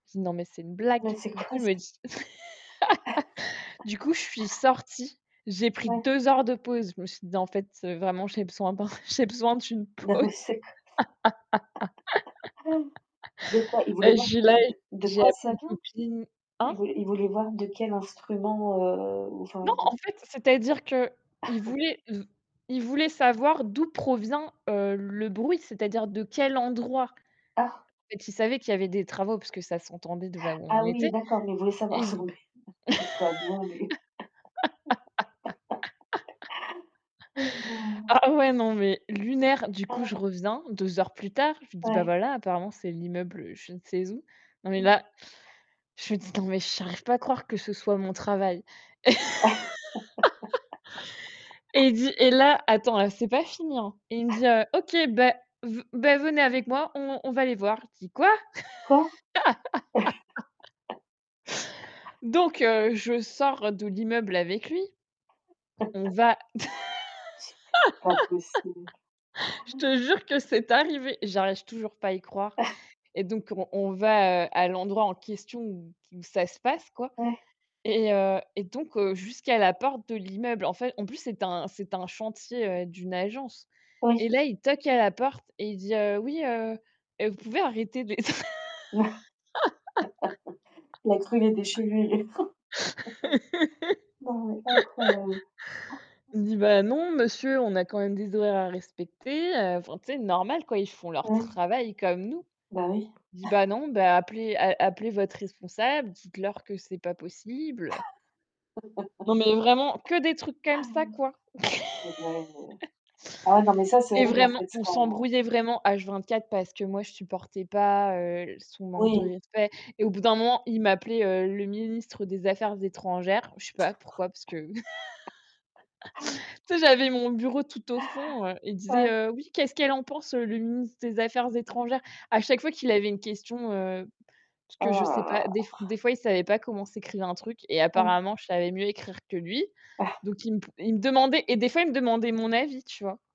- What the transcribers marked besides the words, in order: laugh; distorted speech; other background noise; laugh; unintelligible speech; laugh; laughing while speaking: "j'ai besoin d'une pause"; laugh; chuckle; unintelligible speech; laugh; laugh; chuckle; laugh; laugh; laugh; unintelligible speech; laugh; laughing while speaking: "Je te jure que c'est arrivé"; chuckle; laugh; laugh; chuckle; gasp; tapping; chuckle; laugh; laugh; laugh; other noise; chuckle
- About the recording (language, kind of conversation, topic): French, unstructured, Préféreriez-vous exercer un travail que vous détestez mais bien rémunéré, ou un travail que vous adorez mais mal rémunéré ?